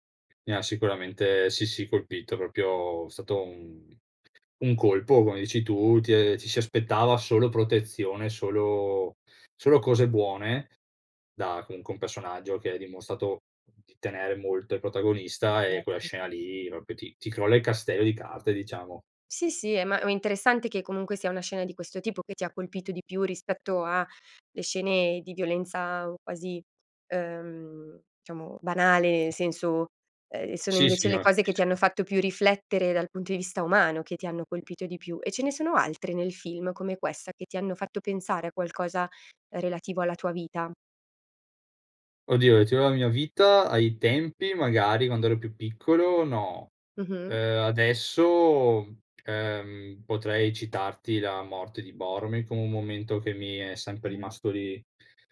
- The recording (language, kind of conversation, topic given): Italian, podcast, Raccontami del film che ti ha cambiato la vita
- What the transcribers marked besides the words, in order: "proprio" said as "propio"; other background noise; "proprio" said as "propio"; "diciamo" said as "ciamo"; tapping